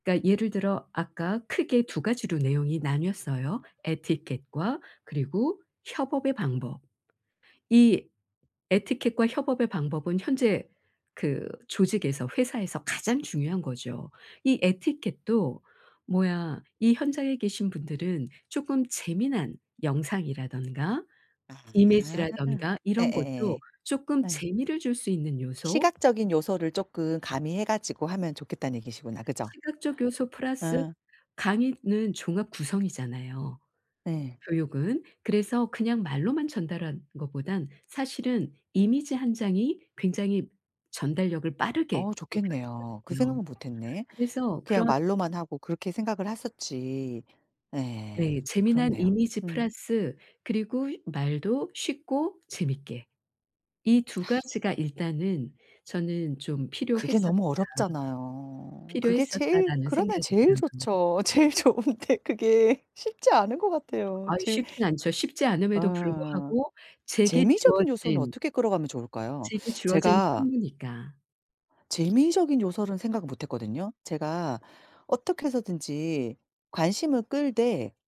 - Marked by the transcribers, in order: exhale; laughing while speaking: "제일 좋은데"; teeth sucking
- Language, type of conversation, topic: Korean, advice, 청중의 관심을 시작부터 끝까지 어떻게 끌고 유지할 수 있을까요?